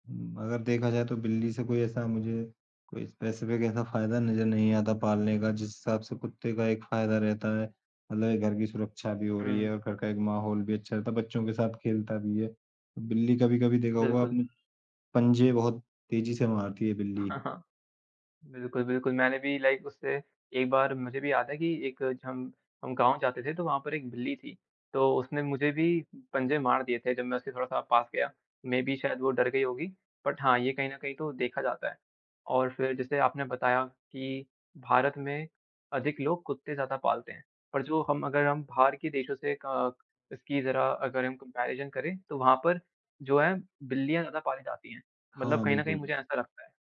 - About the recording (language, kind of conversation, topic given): Hindi, unstructured, कुत्ता और बिल्ली में से आपको कौन सा पालतू जानवर अधिक पसंद है?
- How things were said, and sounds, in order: in English: "स्पेसिफिक"; other background noise; tapping; other noise; in English: "लाइक"; in English: "मेबी"; in English: "बट"; in English: "कंपैरिजन"